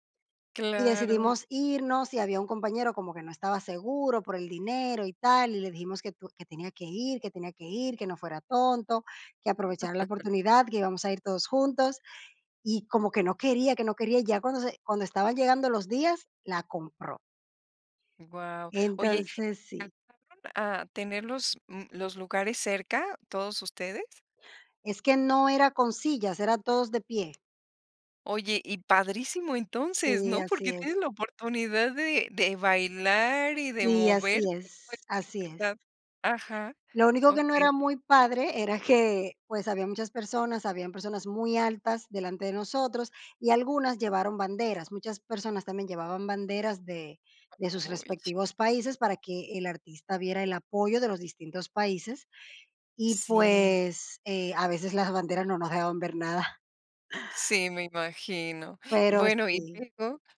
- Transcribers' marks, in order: laugh; other background noise
- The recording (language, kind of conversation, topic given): Spanish, podcast, ¿Cuál fue tu primer concierto y qué recuerdas de esa noche?